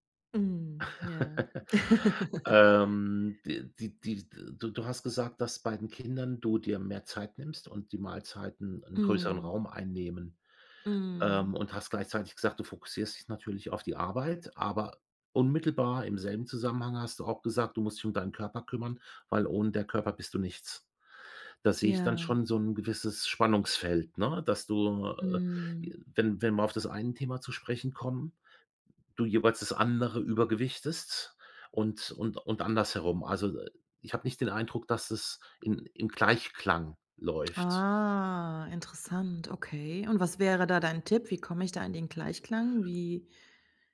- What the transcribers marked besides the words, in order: chuckle; giggle; drawn out: "Ah"; other background noise
- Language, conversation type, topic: German, advice, Warum fällt es mir so schwer, gesunde Mahlzeiten zu planen und langfristig durchzuhalten?